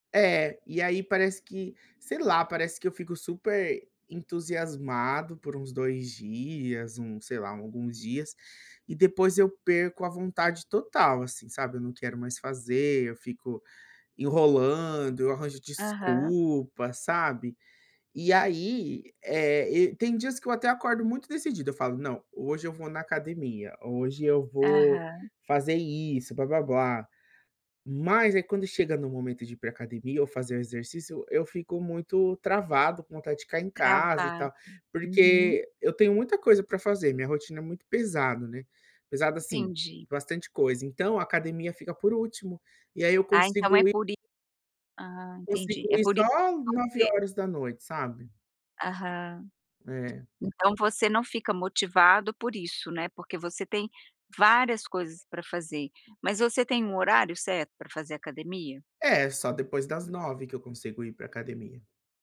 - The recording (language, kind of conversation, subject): Portuguese, advice, Como posso lidar com a falta de motivação para manter hábitos de exercício e alimentação?
- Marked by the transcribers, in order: tapping